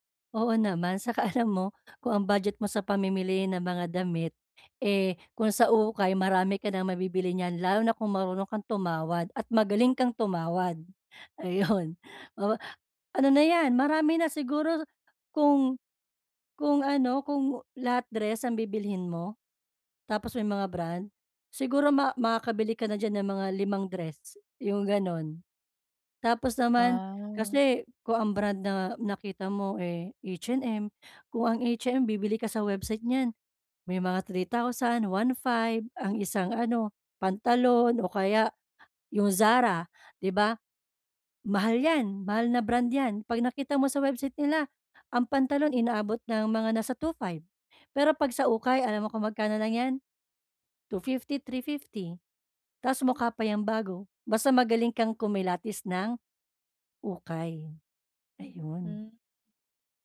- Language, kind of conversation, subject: Filipino, advice, Paano ako makakapamili ng damit na may estilo nang hindi lumalampas sa badyet?
- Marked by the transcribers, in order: laughing while speaking: "'Tsaka alam mo"; laughing while speaking: "Ayon"; other background noise